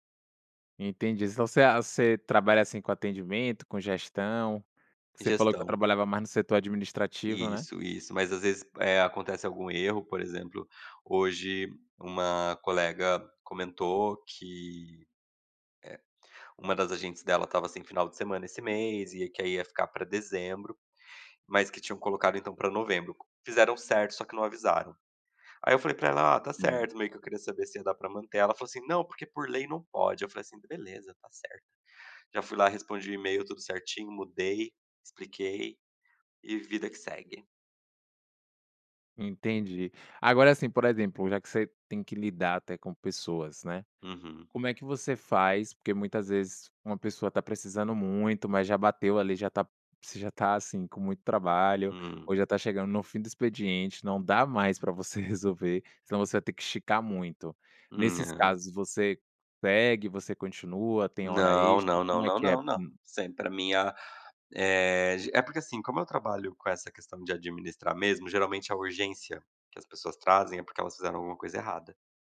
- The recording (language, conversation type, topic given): Portuguese, podcast, Como você estabelece limites entre trabalho e vida pessoal em casa?
- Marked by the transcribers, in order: none